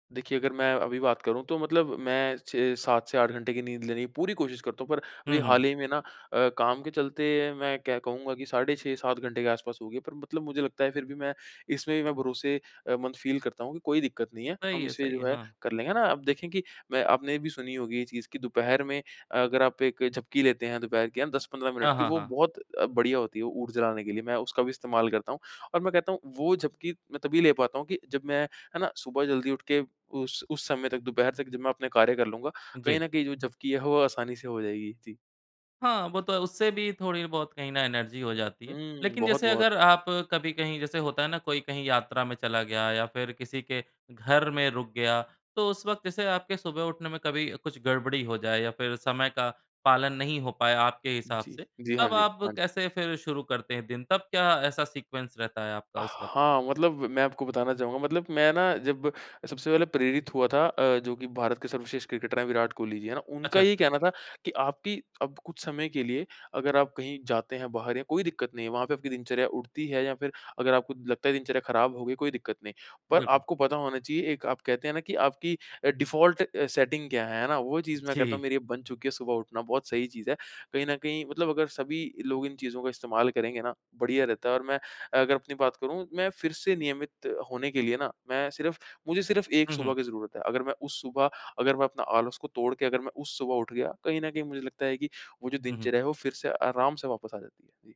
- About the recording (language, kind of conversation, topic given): Hindi, podcast, सुबह उठते ही आपकी पहली आदत क्या होती है?
- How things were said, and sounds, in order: in English: "फ़ील"; in English: "एनर्जी"; in English: "सीक्वेंस"; in English: "क्रिकेटर"; in English: "डिफ़ॉल्ट सेटिंग"